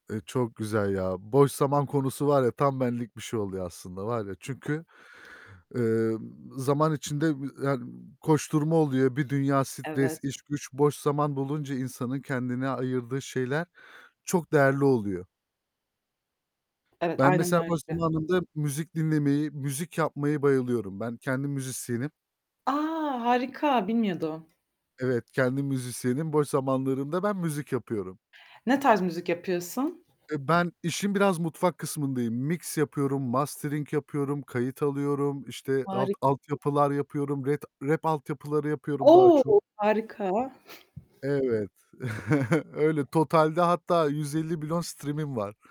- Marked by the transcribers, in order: tapping; other background noise; distorted speech; in English: "Mix"; in English: "mastering"; static; chuckle; in English: "billion stream'im"
- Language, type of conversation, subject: Turkish, unstructured, Boş zamanlarında yapmayı en çok sevdiğin şey nedir?